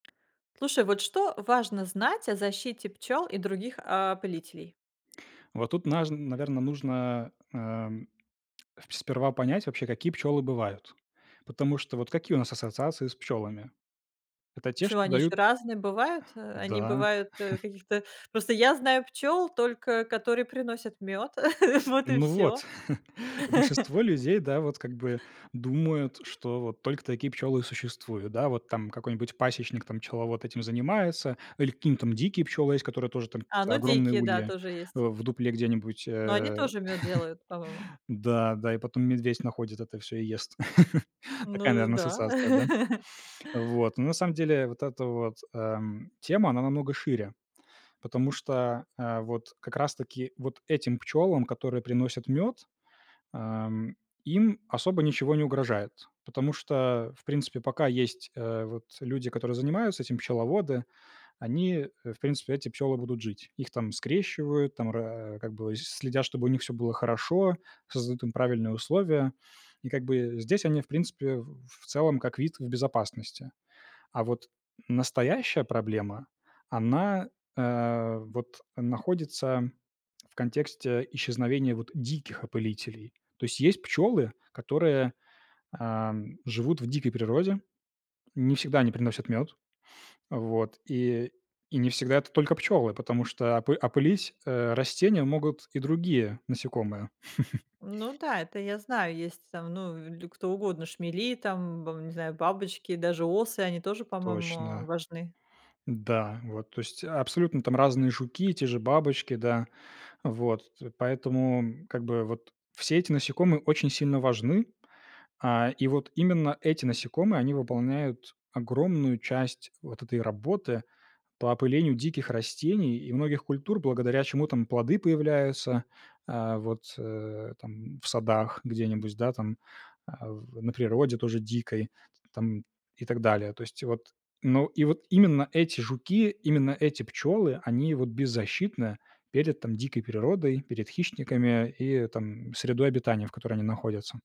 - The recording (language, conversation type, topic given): Russian, podcast, Что важно знать о защите пчёл и других опылителей?
- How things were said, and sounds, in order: tapping; other background noise; chuckle; chuckle; laugh; chuckle; laugh; chuckle; chuckle